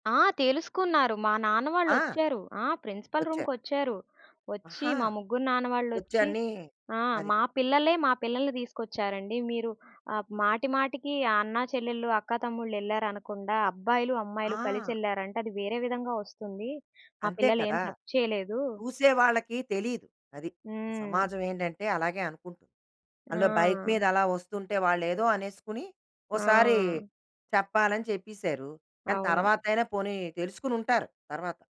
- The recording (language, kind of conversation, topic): Telugu, podcast, సరదాగా చేసిన వ్యంగ్యం బాధగా మారిన అనుభవాన్ని మీరు చెప్పగలరా?
- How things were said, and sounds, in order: in English: "ప్రిన్సిపల్ రూమ్‌కొచ్చారు"